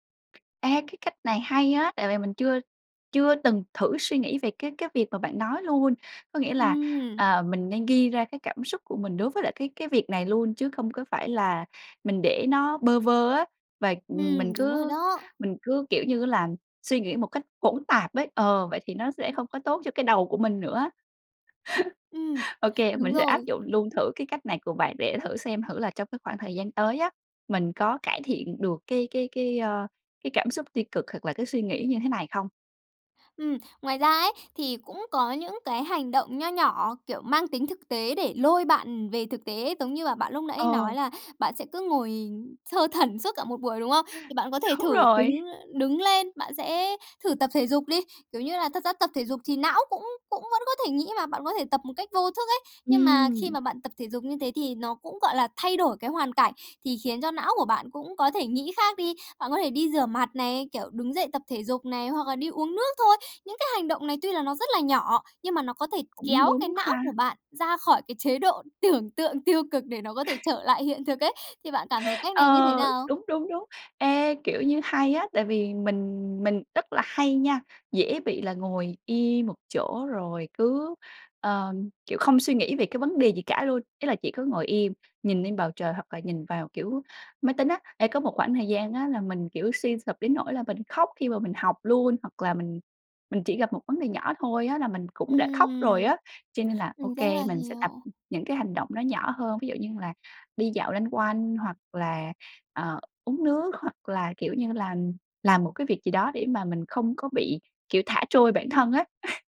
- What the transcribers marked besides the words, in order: other background noise; tapping; laugh; laughing while speaking: "Đúng"; laughing while speaking: "tưởng tượng"; laugh; laugh
- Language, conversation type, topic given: Vietnamese, advice, Làm sao để dừng lại khi tôi bị cuốn vào vòng suy nghĩ tiêu cực?
- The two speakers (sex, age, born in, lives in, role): female, 25-29, Vietnam, Malaysia, user; female, 30-34, Vietnam, Japan, advisor